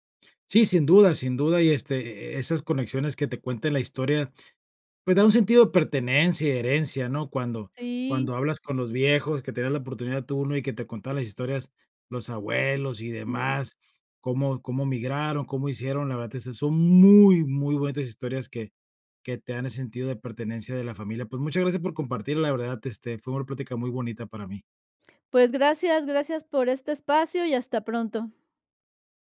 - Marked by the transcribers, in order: tapping
- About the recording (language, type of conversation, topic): Spanish, podcast, ¿Qué historias de migración se cuentan en tu familia?